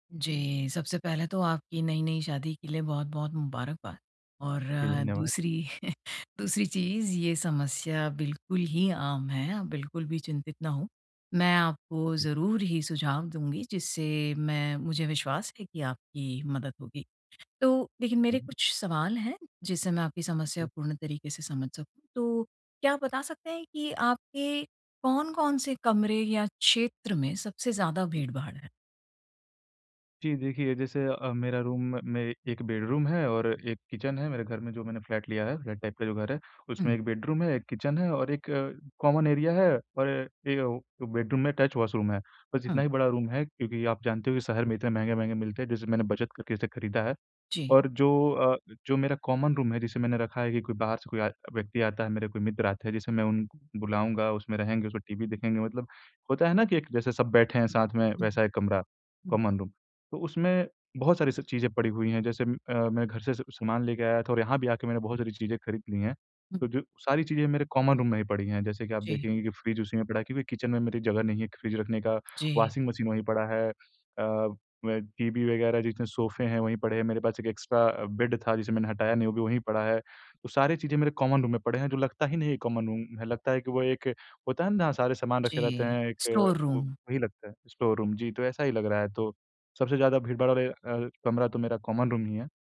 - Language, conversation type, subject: Hindi, advice, मैं अपने घर की अनावश्यक चीज़ें कैसे कम करूँ?
- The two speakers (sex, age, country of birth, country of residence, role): female, 45-49, India, India, advisor; male, 18-19, India, India, user
- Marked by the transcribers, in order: chuckle; in English: "रूम"; in English: "बेड़रूम"; in English: "किचन"; in English: "टाइप"; in English: "बेडरूम"; in English: "किचन"; in English: "कॉमन एरिया"; in English: "बेडरूम"; in English: "टच वॉशरूम"; in English: "रूम"; in English: "कॉमन रूम"; in English: "कॉमन रूम"; in English: "कॉमन रूम"; in English: "किचन"; in English: "एक्स्ट्रा"; in English: "कॉमन रूम"; in English: "कॉमन रूम"; in English: "स्टोर रूम"; in English: "स्टोर रूम"; in English: "कॉमन रूम"